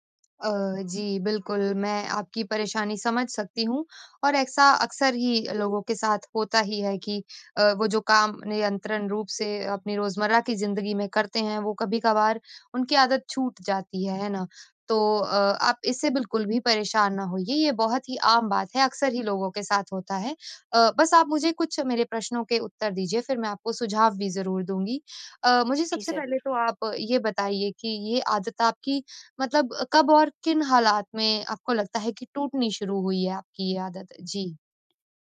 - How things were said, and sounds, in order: none
- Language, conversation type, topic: Hindi, advice, दिनचर्या लिखने और आदतें दर्ज करने की आदत कैसे टूट गई?